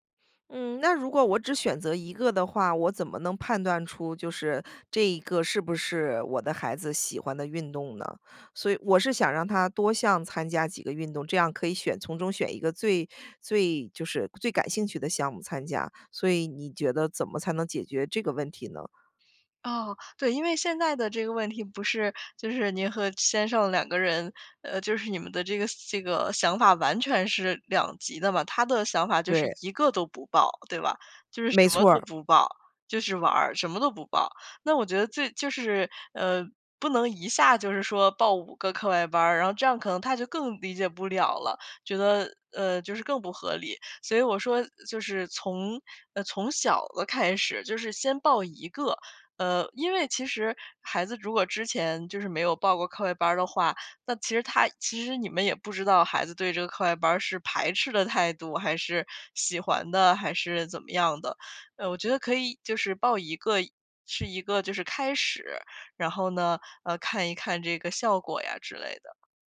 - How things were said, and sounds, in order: none
- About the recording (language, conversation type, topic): Chinese, advice, 我该如何描述我与配偶在育儿方式上的争执？
- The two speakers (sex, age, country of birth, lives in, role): female, 25-29, China, United States, advisor; female, 40-44, United States, United States, user